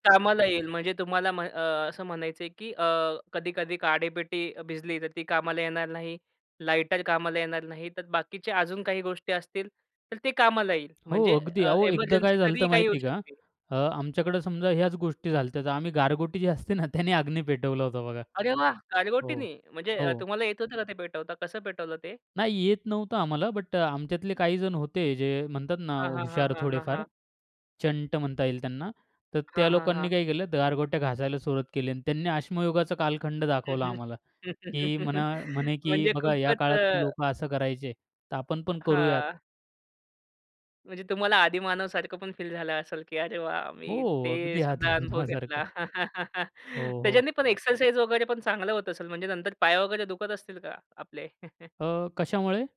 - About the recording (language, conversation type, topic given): Marathi, podcast, साहसी छंद—उदा. ट्रेकिंग—तुम्हाला का आकर्षित करतात?
- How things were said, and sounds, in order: laughing while speaking: "असते ना"; laugh; laughing while speaking: "आदीमानवासारखा"; laugh; chuckle